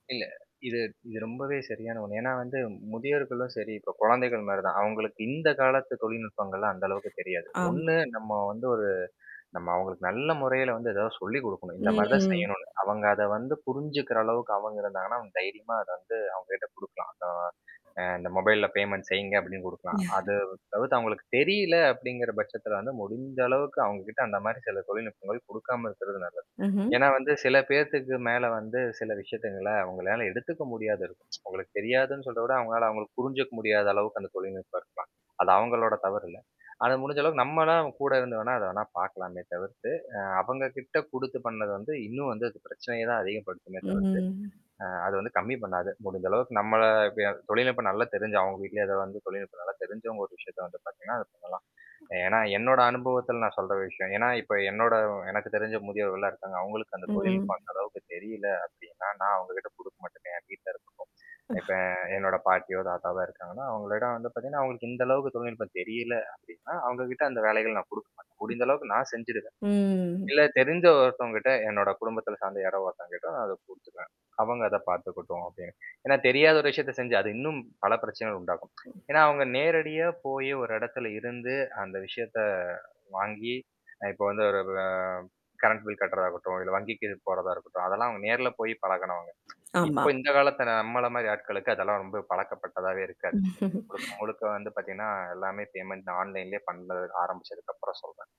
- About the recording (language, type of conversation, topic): Tamil, podcast, மொபைல் கட்டணச் சேவைகள் உங்கள் பில்லுகளைச் செலுத்தும் முறையை எப்படித் மாற்றியுள்ளன?
- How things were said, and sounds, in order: mechanical hum; tapping; static; drawn out: "ம்"; in English: "மொபைல்ல பேமெண்ட்"; other noise; chuckle; "விஷயங்கள" said as "விஷயத்துங்கள"; tsk; drawn out: "ம்"; laugh; in English: "பேமெண்ட் ஆன்லைன்லேயே"